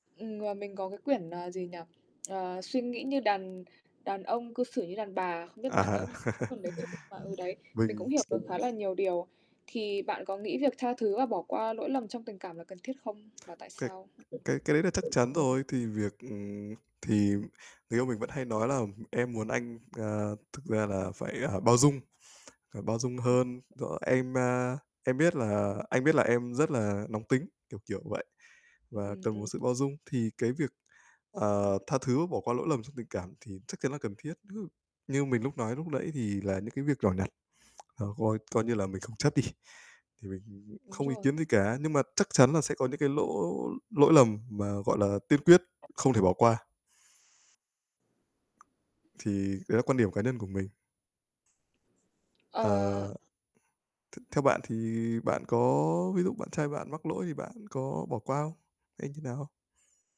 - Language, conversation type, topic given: Vietnamese, unstructured, Làm sao để giải quyết mâu thuẫn trong tình cảm một cách hiệu quả?
- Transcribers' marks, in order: distorted speech; tapping; unintelligible speech; laugh; other background noise; static; unintelligible speech; mechanical hum